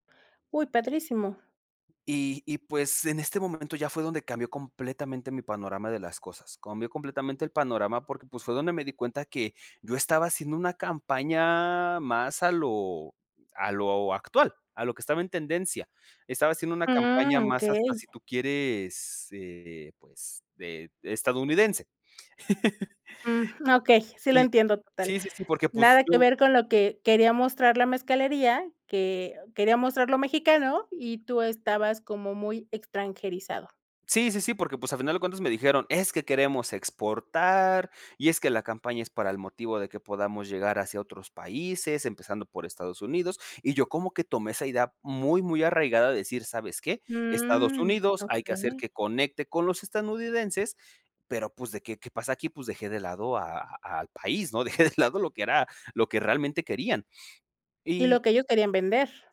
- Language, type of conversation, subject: Spanish, podcast, ¿Cómo usas el fracaso como trampolín creativo?
- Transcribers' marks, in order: laugh; "estadounidenses" said as "estanunidenses"; laughing while speaking: "Dejé de lado"